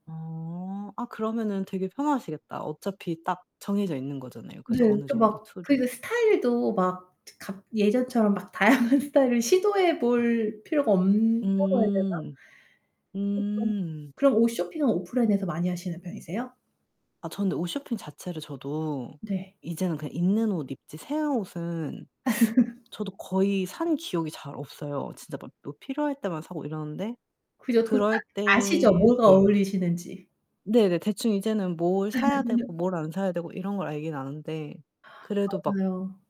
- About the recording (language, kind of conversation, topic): Korean, unstructured, 온라인 쇼핑과 오프라인 쇼핑 중 어느 쪽이 더 편리하다고 생각하시나요?
- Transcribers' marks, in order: laughing while speaking: "다양한 스타일을"; distorted speech; other background noise; unintelligible speech; laugh; laugh